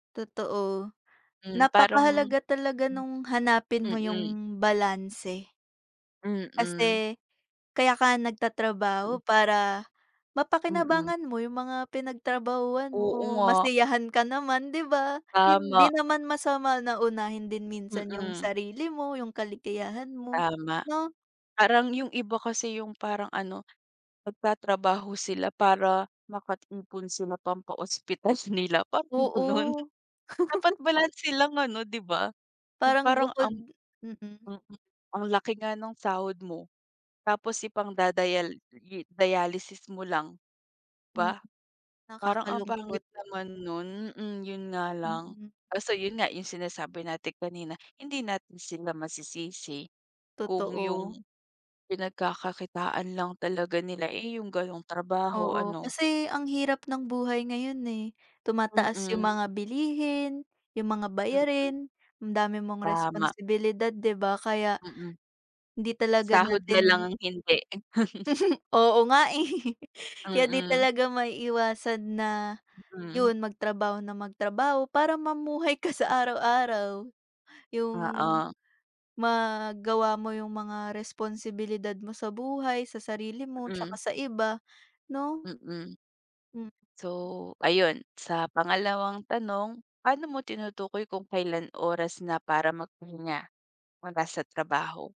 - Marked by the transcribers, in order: laugh; other background noise; chuckle; laugh
- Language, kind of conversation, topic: Filipino, unstructured, Paano mo pinamamahalaan ang oras mo sa pagitan ng trabaho at pahinga?